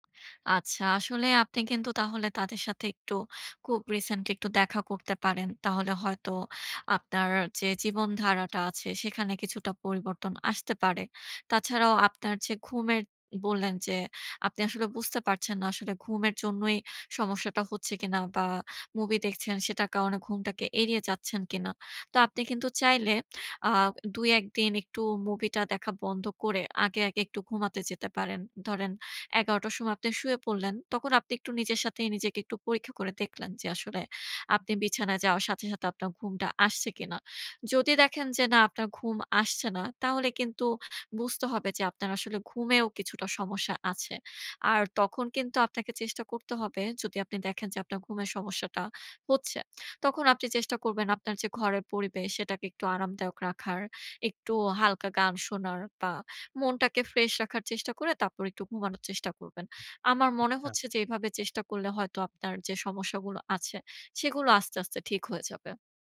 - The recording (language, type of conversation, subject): Bengali, advice, রাতে ফোন ব্যবহার কমিয়ে ঘুম ঠিক করার চেষ্টা বারবার ব্যর্থ হওয়ার কারণ কী হতে পারে?
- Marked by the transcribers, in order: none